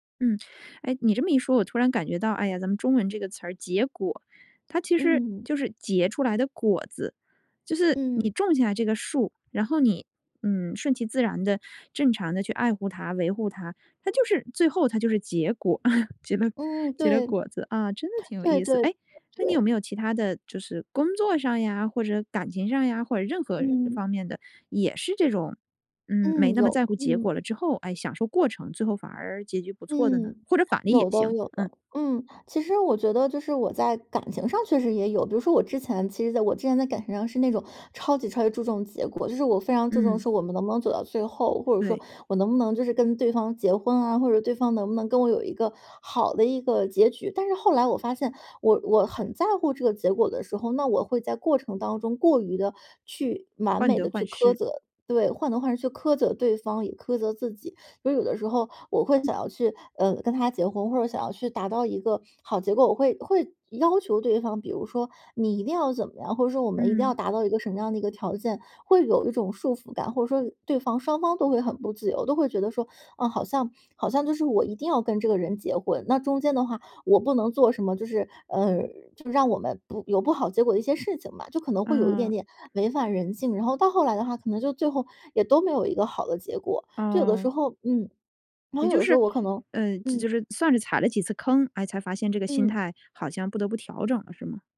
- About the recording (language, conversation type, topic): Chinese, podcast, 你觉得结局更重要，还是过程更重要？
- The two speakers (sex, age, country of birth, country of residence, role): female, 30-34, China, Ireland, guest; female, 35-39, China, United States, host
- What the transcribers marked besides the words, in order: chuckle